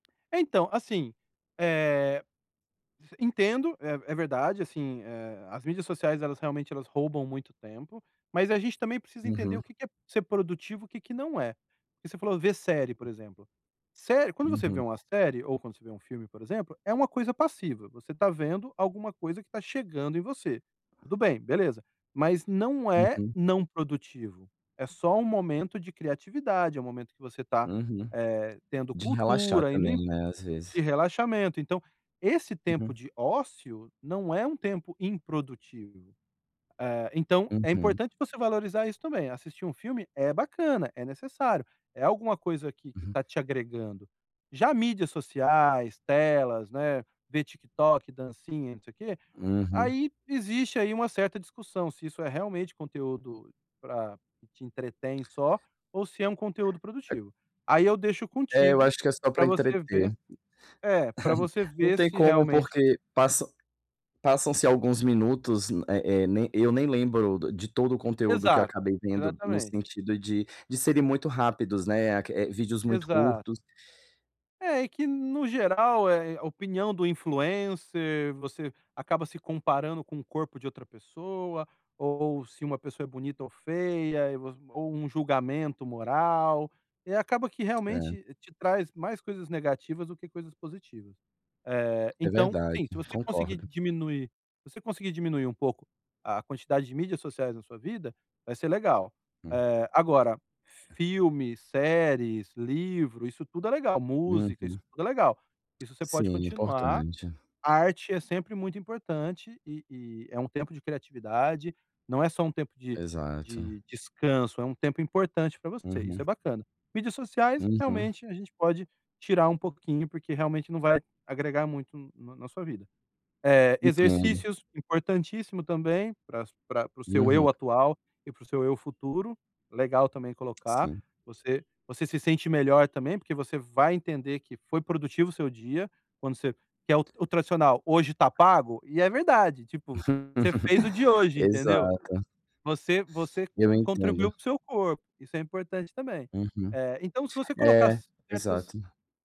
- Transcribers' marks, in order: tapping; other background noise; chuckle; chuckle
- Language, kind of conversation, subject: Portuguese, advice, Como posso proteger melhor meu tempo e meu espaço pessoal?